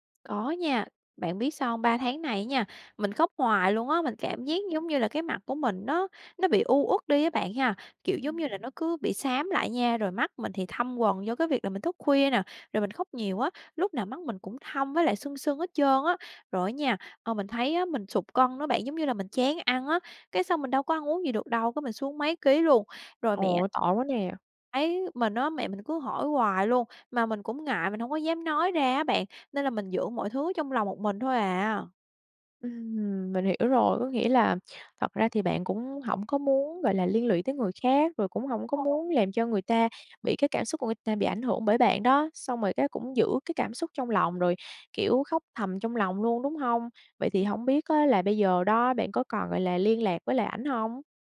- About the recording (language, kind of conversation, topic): Vietnamese, advice, Làm sao để ngừng nghĩ về người cũ sau khi vừa chia tay?
- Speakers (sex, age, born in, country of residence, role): female, 25-29, Vietnam, Vietnam, advisor; female, 25-29, Vietnam, Vietnam, user
- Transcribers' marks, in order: tapping; other noise